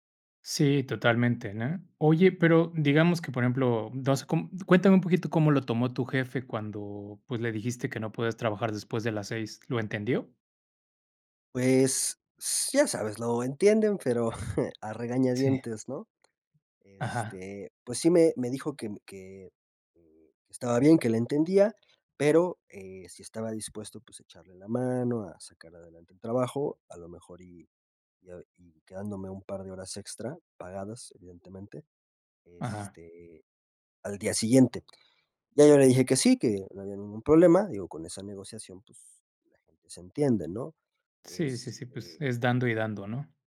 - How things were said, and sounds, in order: chuckle
- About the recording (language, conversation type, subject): Spanish, podcast, ¿Cómo priorizas tu tiempo entre el trabajo y la familia?